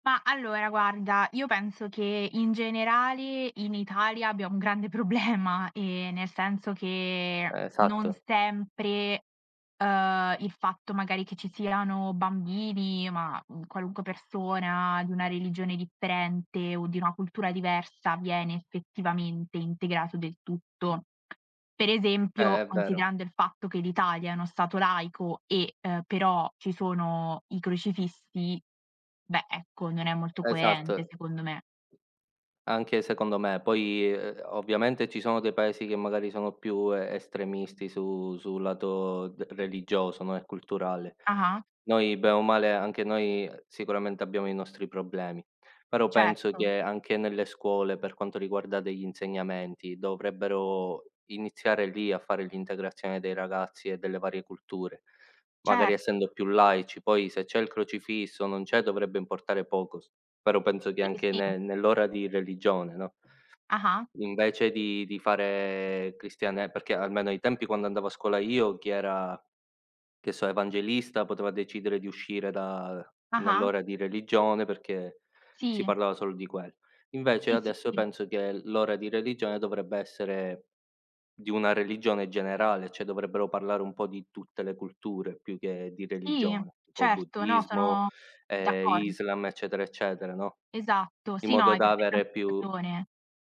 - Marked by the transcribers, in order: laughing while speaking: "problema"; drawn out: "che"; tapping; drawn out: "fare"; "cioè" said as "ceh"
- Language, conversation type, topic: Italian, unstructured, Cosa pensi della convivenza tra culture diverse nella tua città?